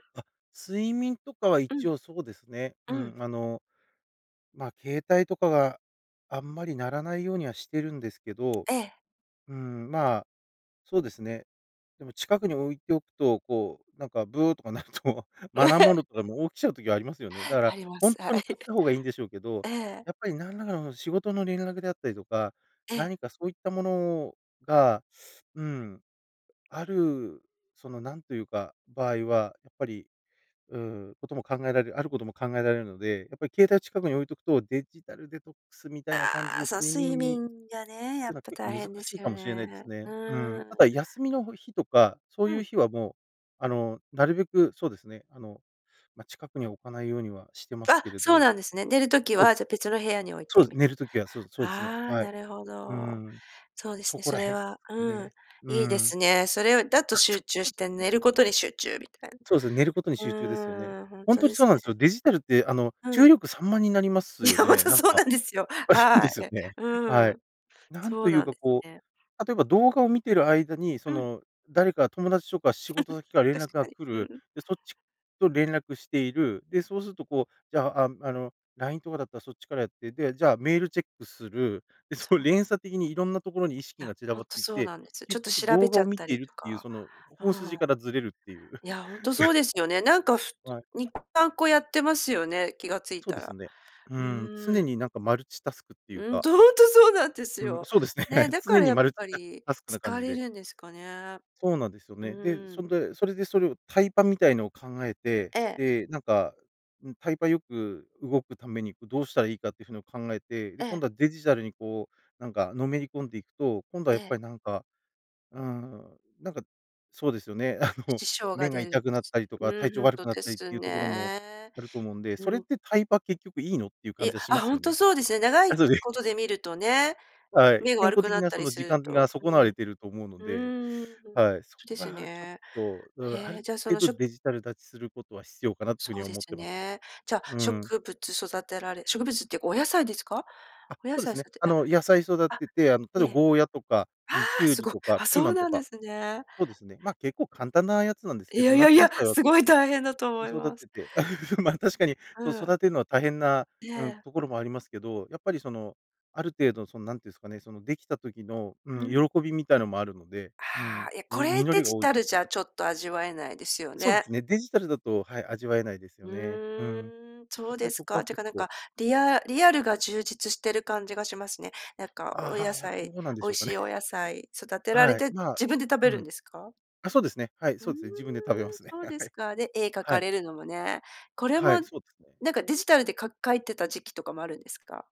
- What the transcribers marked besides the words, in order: laughing while speaking: "なんかブーとか鳴ると"; laugh; laughing while speaking: "はい"; laughing while speaking: "いや、ほんとそうなんですよ。はい"; laugh; chuckle; laughing while speaking: "で、その"; chuckle; other background noise; laughing while speaking: "と、ほんとそうなんですよ"; laughing while speaking: "そうですね、はい"; laughing while speaking: "あの"; anticipating: "いや いや いや"; laugh; laughing while speaking: "ま、確かに"; chuckle; laughing while speaking: "自分で食べますね。はい"
- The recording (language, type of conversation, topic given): Japanese, podcast, あえてデジタル断ちする時間を取っていますか？